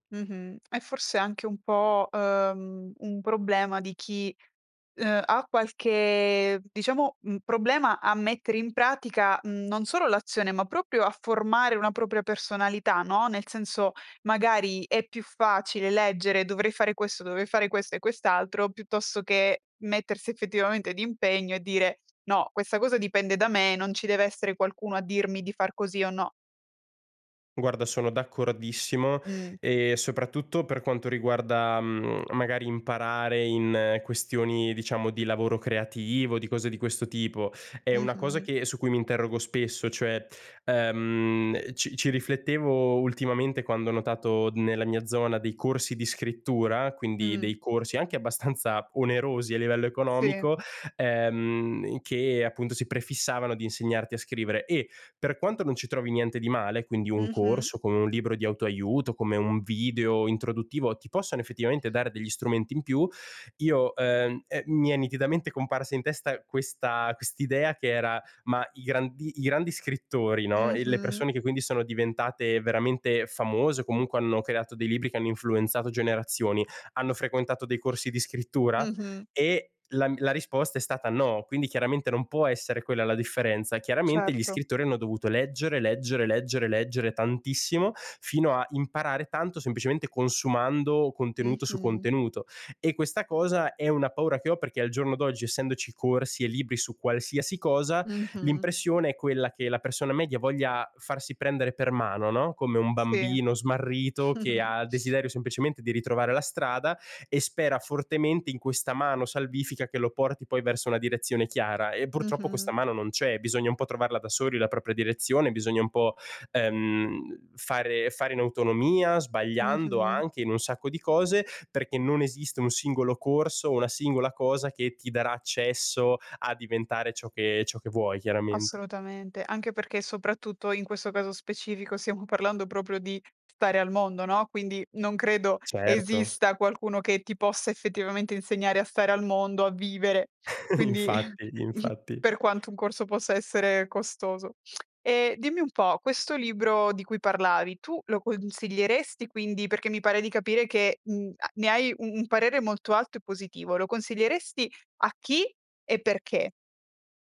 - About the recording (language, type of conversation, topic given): Italian, podcast, Qual è un libro che ti ha aperto gli occhi?
- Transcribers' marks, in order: laughing while speaking: "abbastanza"; sniff; chuckle; sniff; chuckle